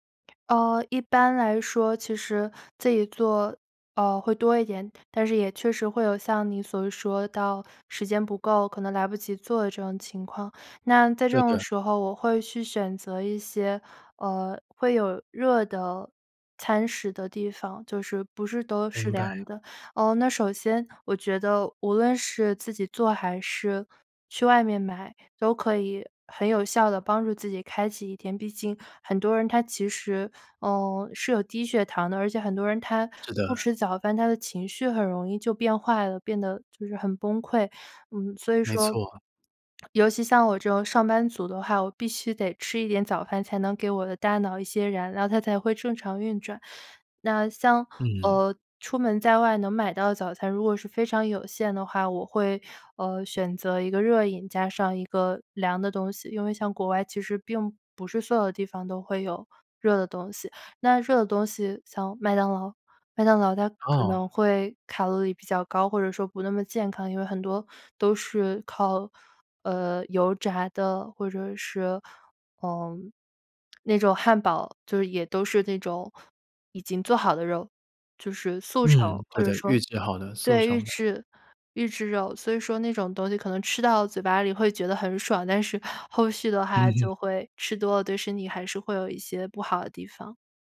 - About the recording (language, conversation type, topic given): Chinese, podcast, 你吃早餐时通常有哪些固定的习惯或偏好？
- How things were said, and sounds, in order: other background noise